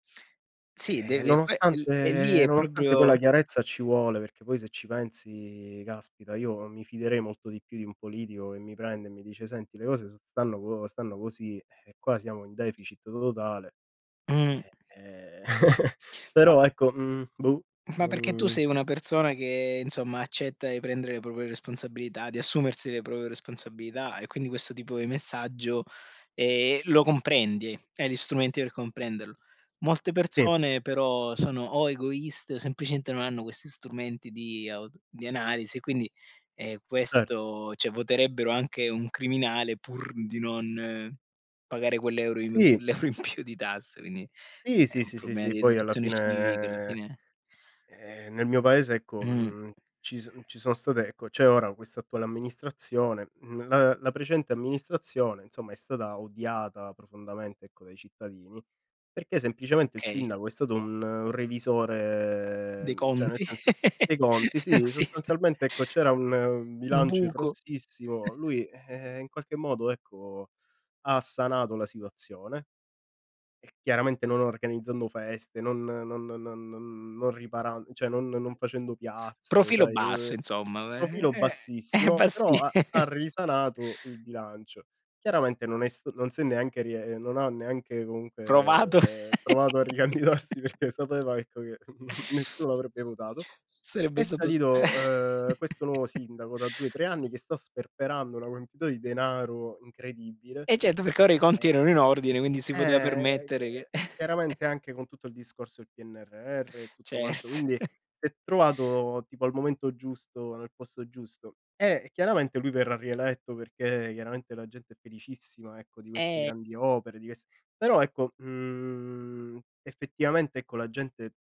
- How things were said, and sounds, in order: other background noise; chuckle; tapping; laughing while speaking: "l'euro in più"; chuckle; laughing while speaking: "Sì, sì"; chuckle; chuckle; chuckle; laughing while speaking: "ricandidarsi perché"; chuckle; chuckle; chuckle; chuckle
- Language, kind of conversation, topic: Italian, unstructured, Secondo te, la politica dovrebbe essere più trasparente?